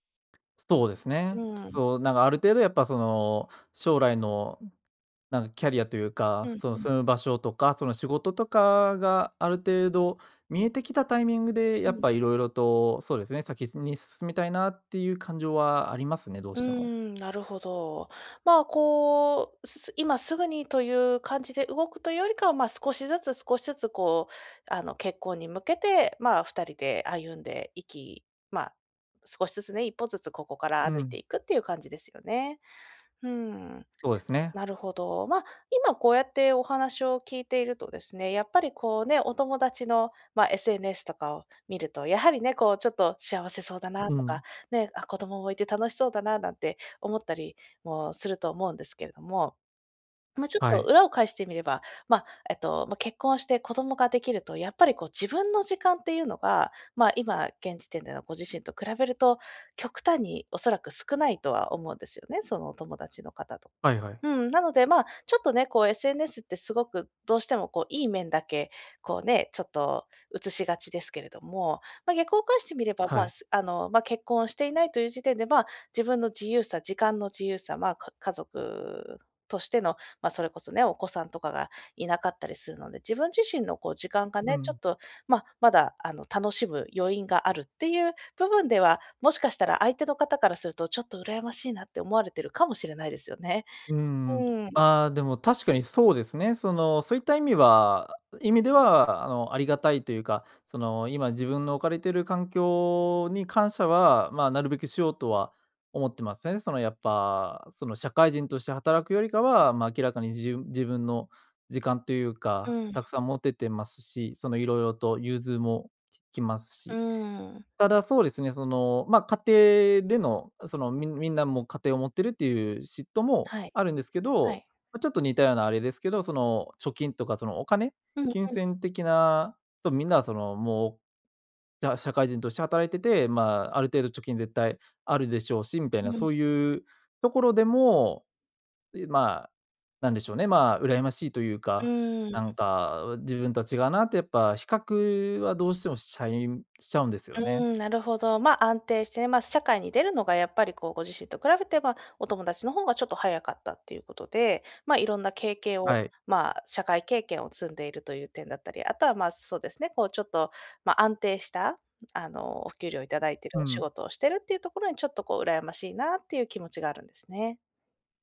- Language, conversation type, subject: Japanese, advice, 友人への嫉妬に悩んでいる
- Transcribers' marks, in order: "先に" said as "さきすに"; tapping; other noise